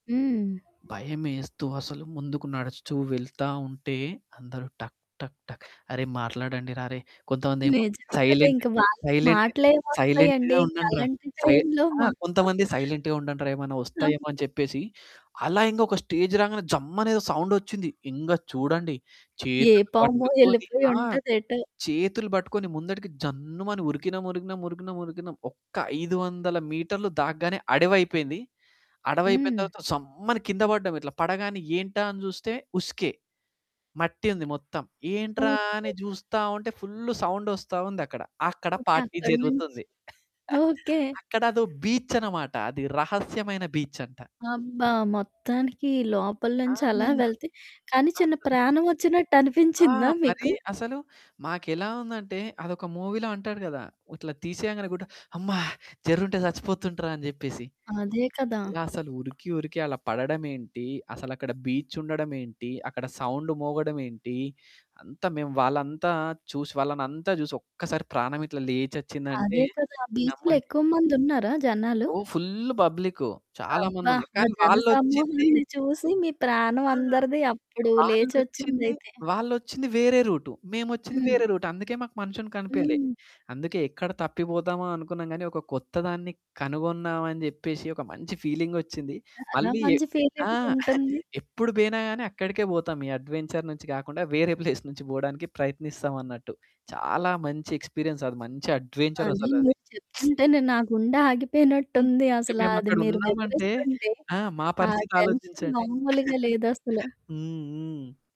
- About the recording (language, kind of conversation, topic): Telugu, podcast, ఎప్పుడైనా మీరు తప్పిపోయి కొత్తదాన్ని కనుగొన్న అనుభవం ఉందా?
- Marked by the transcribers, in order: background speech; static; in English: "సైలెంట్‌గా"; in English: "సైలెంట్‌గా"; chuckle; in English: "స్టేజ్"; stressed: "జమ్"; other background noise; stressed: "జన్నుమని"; stressed: "సమ్మని"; tapping; in English: "సౌండ్"; in English: "పార్టీ"; chuckle; in English: "బీచ్"; in English: "మూవీ‌లో"; put-on voice: "అమ్మా జర్రుంటే చచ్చిపోతుండ్రా"; stressed: "అమ్మా"; in English: "బీచ్"; in English: "సౌండ్"; in English: "బీచ్‌లో"; chuckle; in English: "ఫీలింగ్"; in English: "అడ్వెంచర్"; in English: "ప్లేస్"; in English: "ఎక్స్రిపీయన్స్"; in English: "అడ్వెంచర్"; lip smack; in English: "టెన్షన్"; chuckle